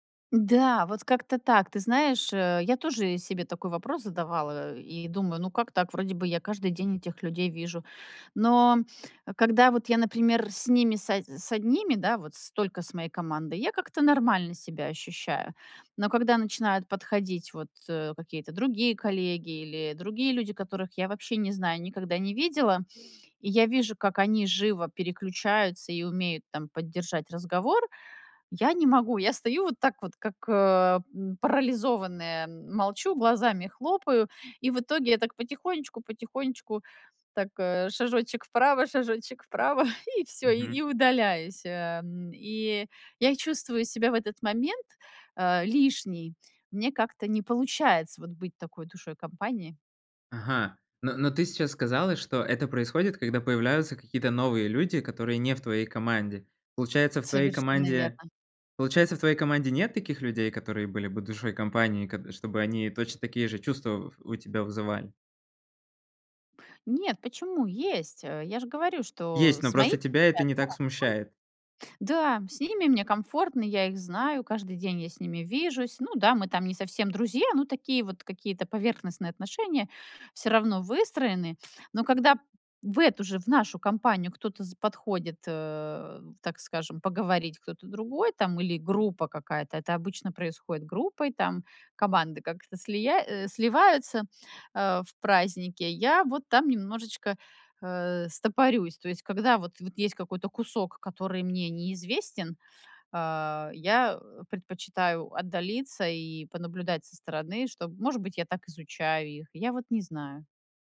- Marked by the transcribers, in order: unintelligible speech
- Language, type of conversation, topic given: Russian, advice, Как справиться с неловкостью на вечеринках и в разговорах?